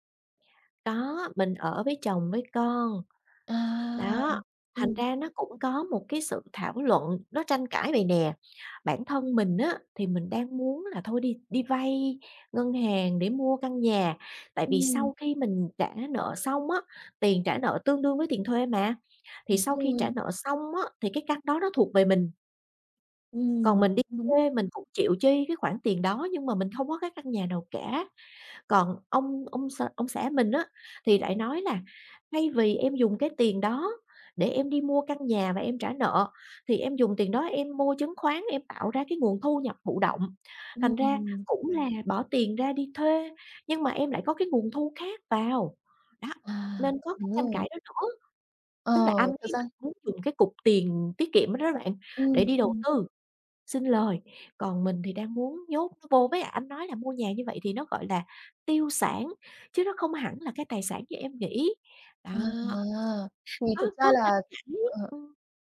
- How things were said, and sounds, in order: other background noise
- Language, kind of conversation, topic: Vietnamese, advice, Nên mua nhà hay tiếp tục thuê nhà?